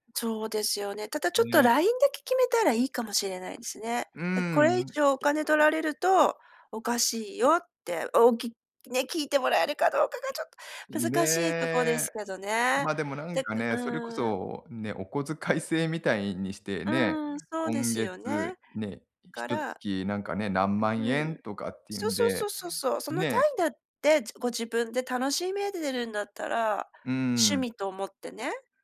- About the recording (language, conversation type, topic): Japanese, advice, 家族の価値観と自分の考えが対立しているとき、大きな決断をどうすればよいですか？
- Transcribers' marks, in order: other background noise